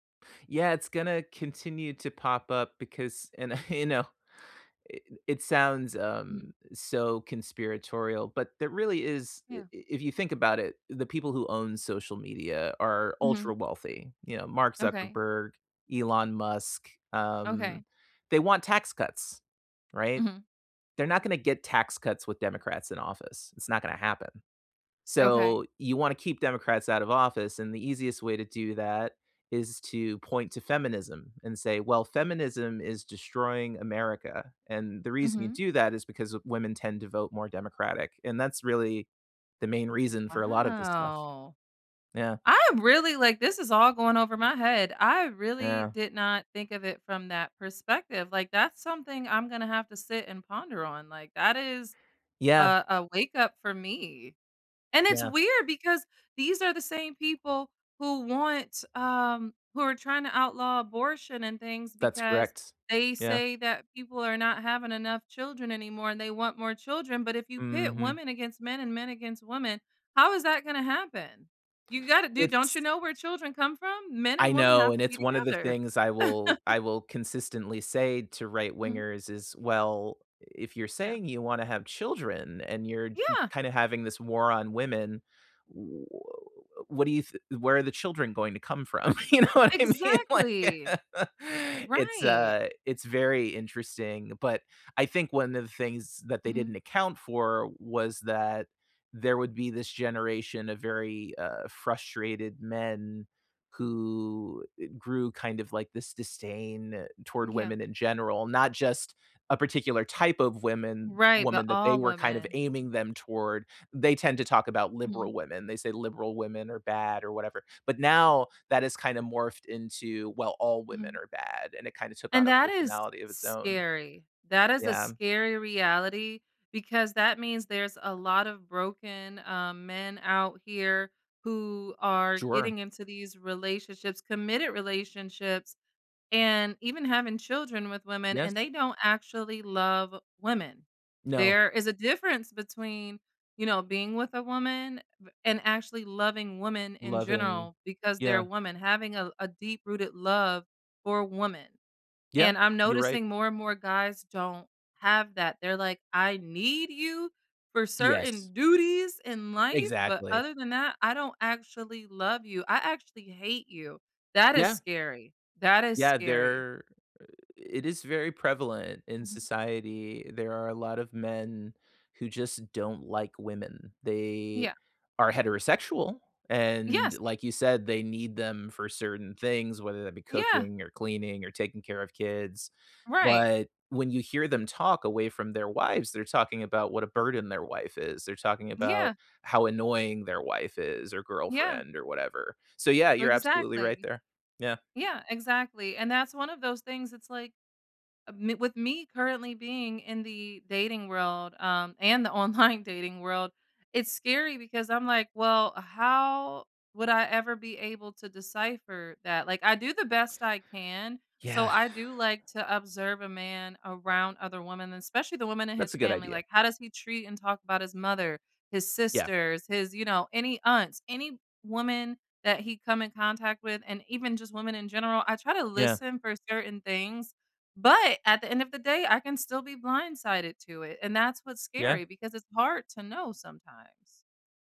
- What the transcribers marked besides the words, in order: laughing while speaking: "and, uh, you know"; drawn out: "Wow!"; other background noise; laugh; other noise; laughing while speaking: "You know what I mean? Like"; laugh; stressed: "women"; stressed: "need"; tapping; stressed: "duties"; laughing while speaking: "online"; stressed: "but"
- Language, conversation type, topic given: English, unstructured, How can I tell I'm holding someone else's expectations, not my own?